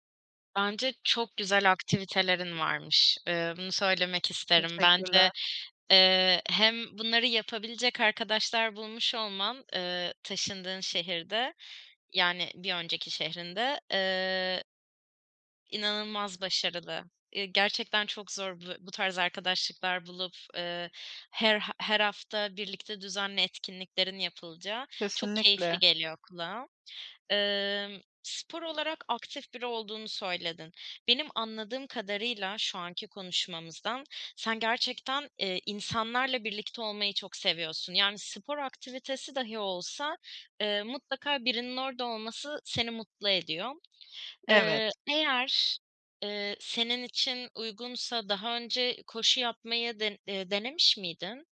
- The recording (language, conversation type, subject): Turkish, advice, Yeni bir yerde nasıl sosyal çevre kurabilir ve uyum sağlayabilirim?
- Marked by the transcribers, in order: other background noise; tapping